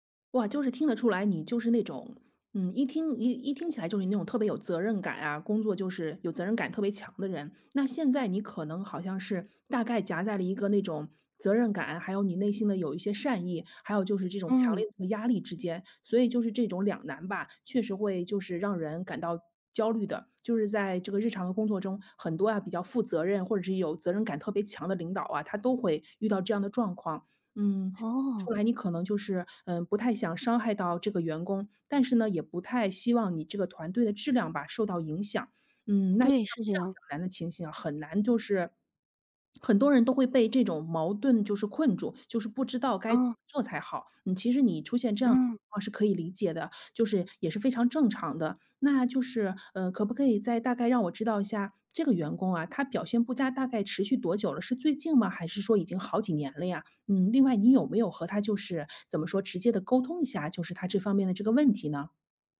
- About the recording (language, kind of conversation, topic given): Chinese, advice, 员工表现不佳但我不愿解雇他/她，该怎么办？
- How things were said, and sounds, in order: none